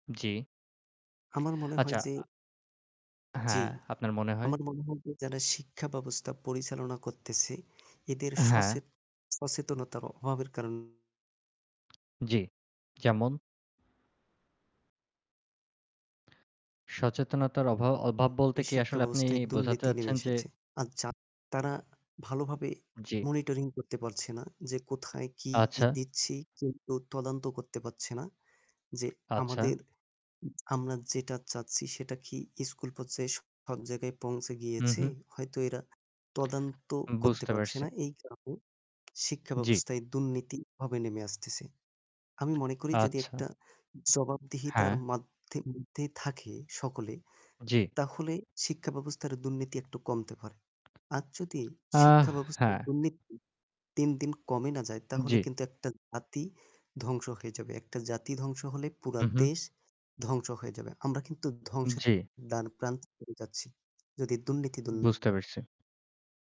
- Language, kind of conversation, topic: Bengali, unstructured, শিক্ষাব্যবস্থায় দুর্নীতি কেন এত বেশি দেখা যায়?
- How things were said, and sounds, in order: static; distorted speech; in English: "monitoring"; other background noise